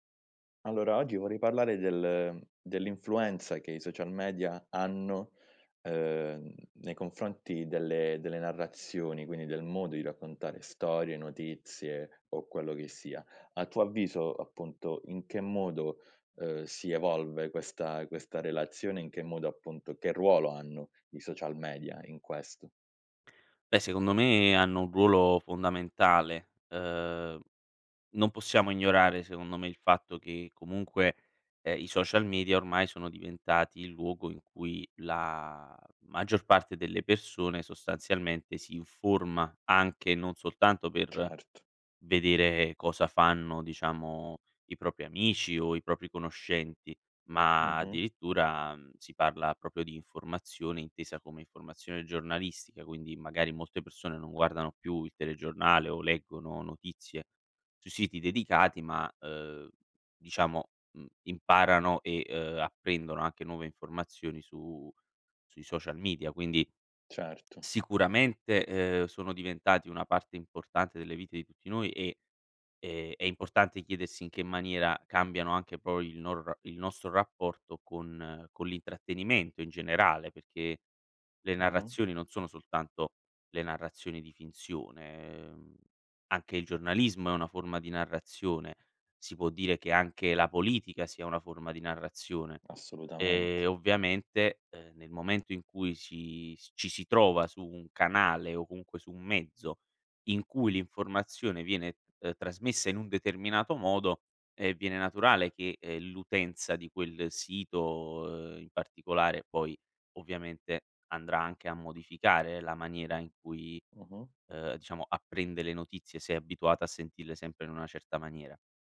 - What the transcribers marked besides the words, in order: none
- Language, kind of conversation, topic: Italian, podcast, In che modo i social media trasformano le narrazioni?